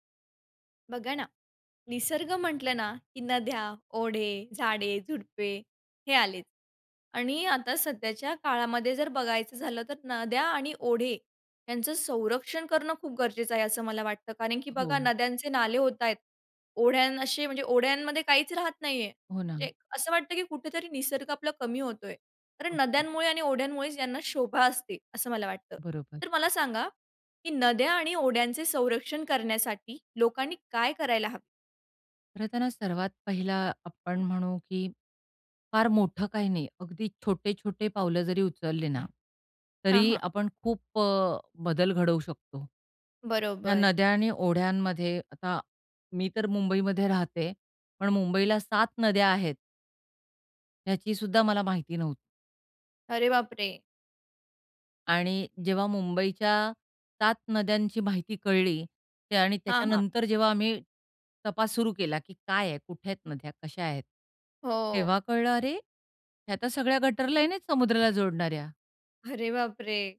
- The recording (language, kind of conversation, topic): Marathi, podcast, नद्या आणि ओढ्यांचे संरक्षण करण्यासाठी लोकांनी काय करायला हवे?
- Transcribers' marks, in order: tapping; surprised: "अरे, ह्या तर सगळ्या गटर लाईन आहेत समुद्राला जोडणाऱ्या"